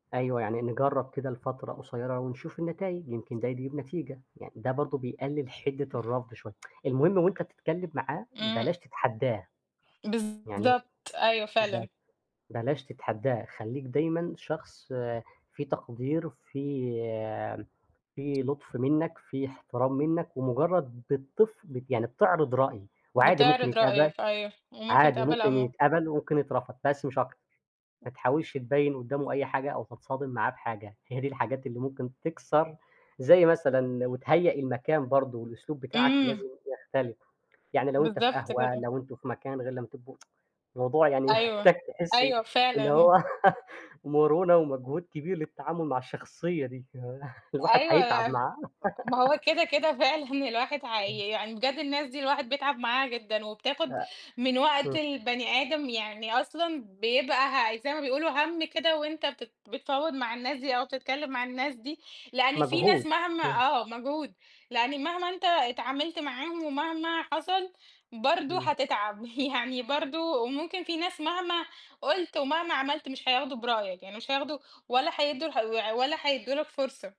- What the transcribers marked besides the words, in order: tsk; horn; tapping; laughing while speaking: "هي دي"; tsk; laughing while speaking: "محتاج تحسّي إن هو مرونة"; laugh; laugh; laughing while speaking: "فعلًا"; laugh; laughing while speaking: "يعني برضه"
- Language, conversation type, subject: Arabic, unstructured, إزاي تتعامل مع شخص رافض يتفاوض؟
- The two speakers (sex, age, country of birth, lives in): female, 25-29, Egypt, Egypt; male, 25-29, Egypt, Egypt